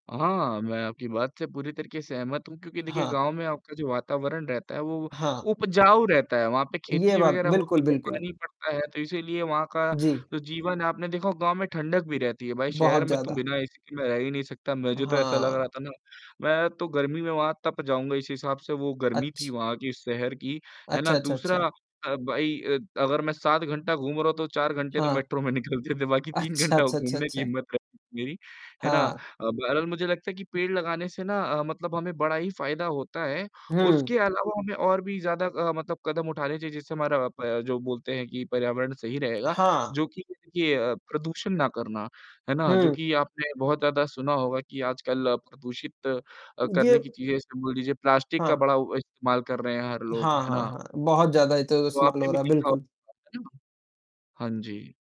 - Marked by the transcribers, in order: distorted speech; laughing while speaking: "निकलते थे"; laughing while speaking: "अच्छा"; laughing while speaking: "घंटा"
- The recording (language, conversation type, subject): Hindi, unstructured, आपको क्या लगता है कि हर दिन एक पेड़ लगाने से क्या फर्क पड़ेगा?